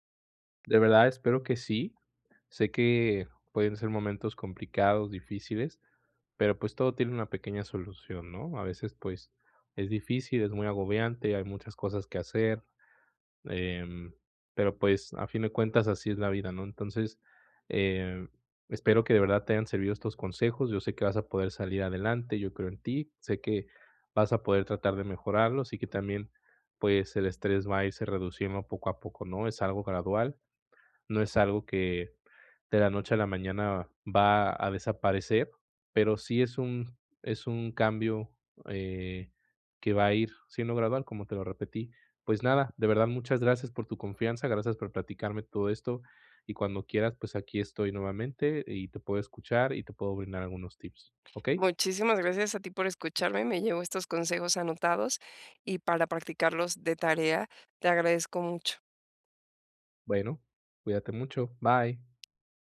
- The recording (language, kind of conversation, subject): Spanish, advice, ¿Cómo puedo relajar el cuerpo y la mente rápidamente?
- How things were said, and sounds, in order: tapping; other background noise